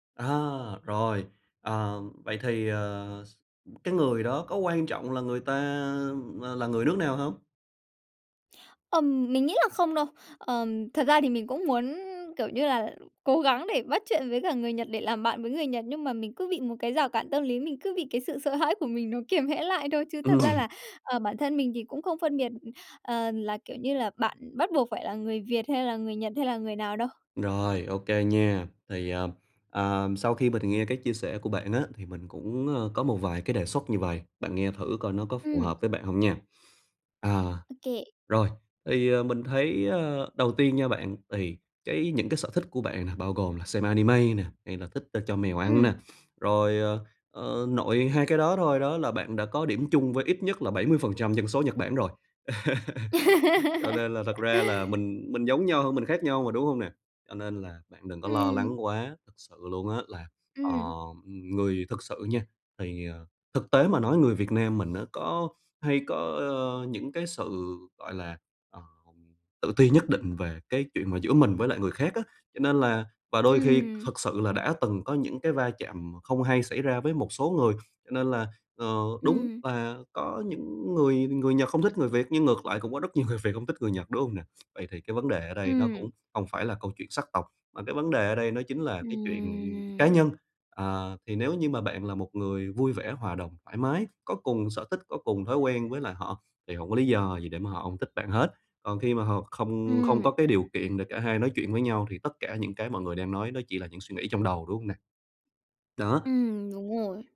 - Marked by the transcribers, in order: "hãm" said as "hẽ"; tapping; other background noise; sniff; laugh; laugh; laughing while speaking: "người"
- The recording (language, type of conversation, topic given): Vietnamese, advice, Làm sao để kết bạn ở nơi mới?